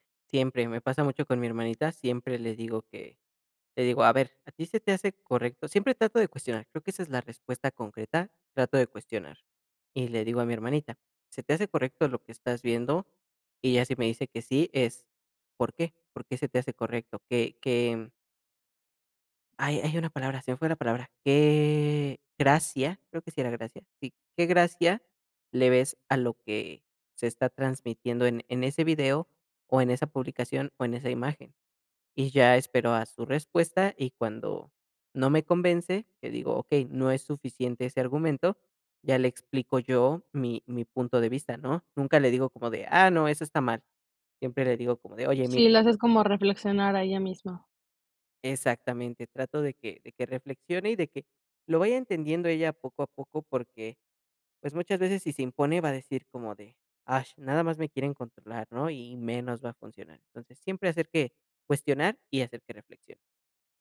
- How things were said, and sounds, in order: none
- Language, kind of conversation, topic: Spanish, podcast, ¿Cómo compartes tus valores con niños o sobrinos?